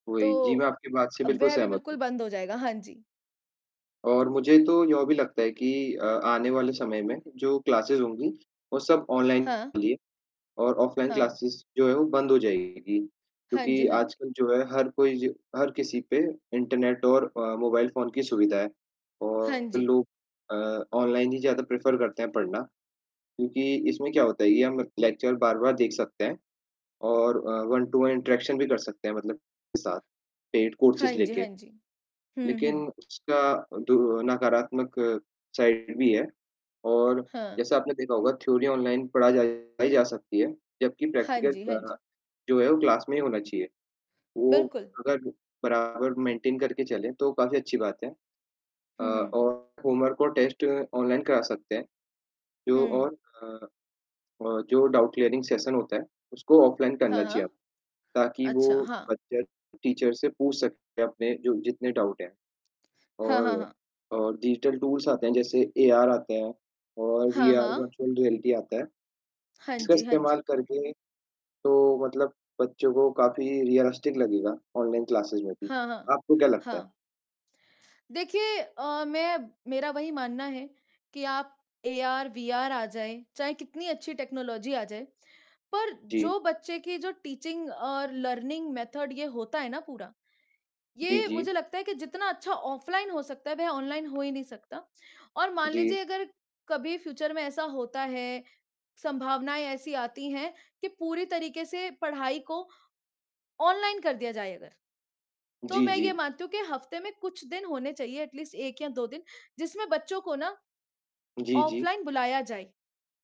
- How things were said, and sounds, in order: static; tapping; in English: "क्लासेस"; distorted speech; in English: "क्लासेस"; in English: "प्रेफर"; in English: "लेक्चर"; in English: "वन टू वन इंटरेक्शन"; in English: "पेड कोर्सस"; in English: "साइड"; in English: "थ्योरी"; in English: "प्रैक्टिकल"; in English: "क्लास"; in English: "मेंटेन"; in English: "होमवर्क"; in English: "टेस्ट"; in English: "डाउट क्लियरिंग सेशन"; in English: "टीचर"; in English: "डाउट"; in English: "डिजिटल टूल्स"; in English: "वर्चुअल रियलिटी"; other background noise; in English: "रियलिस्टिक"; in English: "क्लासेज"; in English: "टेक्नोलॉजी"; in English: "टीचिंग"; in English: "लर्निंग मेथड"; in English: "फ्यूचर"; in English: "एट लीस्ट"
- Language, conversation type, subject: Hindi, unstructured, क्या आपको लगता है कि ऑनलाइन पढ़ाई ऑफ़लाइन पढ़ाई से बेहतर है?
- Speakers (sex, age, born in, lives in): female, 25-29, India, India; male, 18-19, India, India